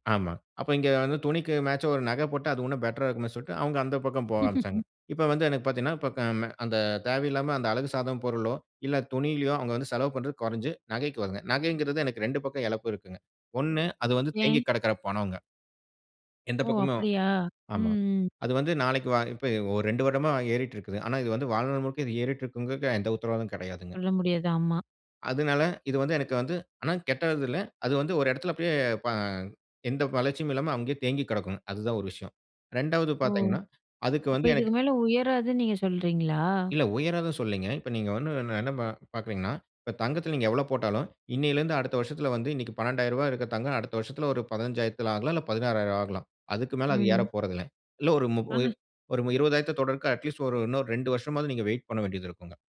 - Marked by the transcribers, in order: laugh; unintelligible speech; "இழப்பு" said as "எழப்பு"; "பக்கமும்" said as "பக்கமு"; "இருக்கும்ங்கிறதுக்கு" said as "இருக்குங்கக்க"
- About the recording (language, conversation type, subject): Tamil, podcast, மாற்றம் நடந்த காலத்தில் உங்கள் பணவரவு-செலவுகளை எப்படிச் சரிபார்த்து திட்டமிட்டீர்கள்?